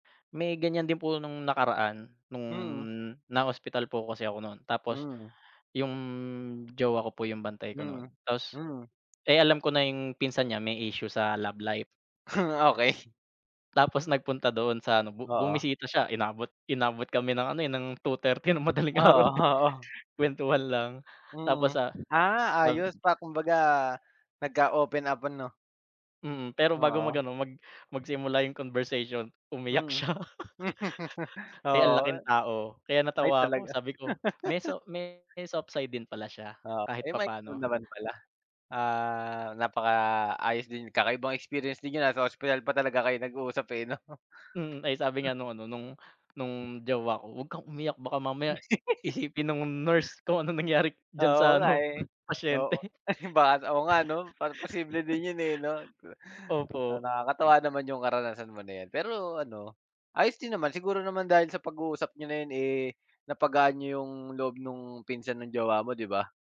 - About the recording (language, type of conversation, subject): Filipino, unstructured, Ano ang nararamdaman mo kapag tumutulong ka sa kapwa?
- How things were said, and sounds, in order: laugh; wind; laughing while speaking: "ng madaling araw eh"; laugh; laughing while speaking: "siya"; laugh; laugh; unintelligible speech; laughing while speaking: "'no?"; tapping; giggle; laughing while speaking: "baka, oo nga ano"; laughing while speaking: "kung anong nangyari diyan sa ano pasyente"; laugh